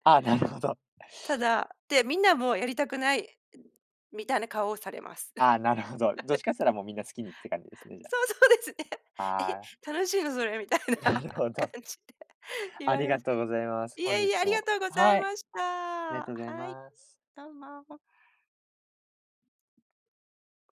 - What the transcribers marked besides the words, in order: laughing while speaking: "なるほど"; giggle; laughing while speaking: "そう、そうですね"; laughing while speaking: "なるほど"; laughing while speaking: "みたいな感じで言われます"
- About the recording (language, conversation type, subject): Japanese, podcast, 食生活で気をつけていることは何ですか？